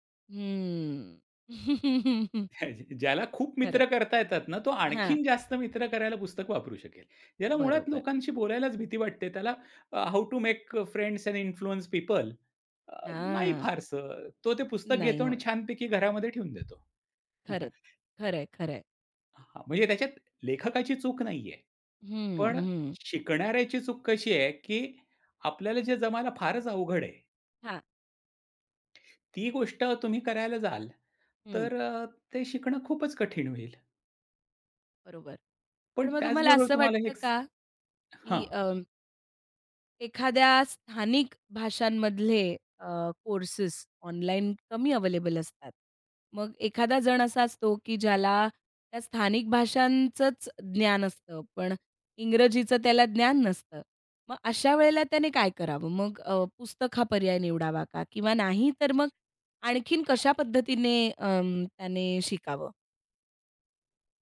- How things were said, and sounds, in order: laugh; chuckle; other background noise; laugh
- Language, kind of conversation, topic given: Marathi, podcast, कोर्स, पुस्तक किंवा व्हिडिओ कशा प्रकारे निवडता?